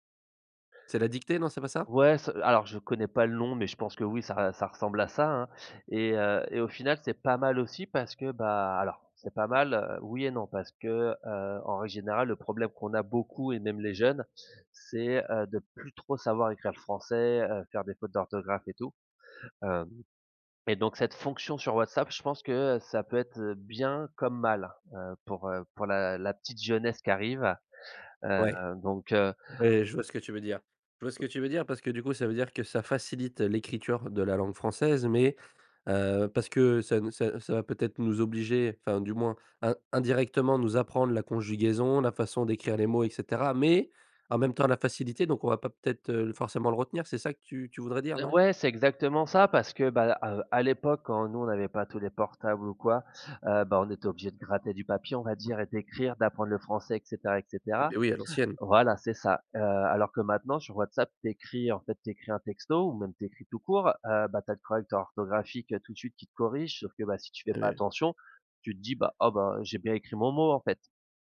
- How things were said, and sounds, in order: stressed: "mais"; unintelligible speech
- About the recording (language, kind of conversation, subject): French, podcast, Tu préfères parler en face ou par message, et pourquoi ?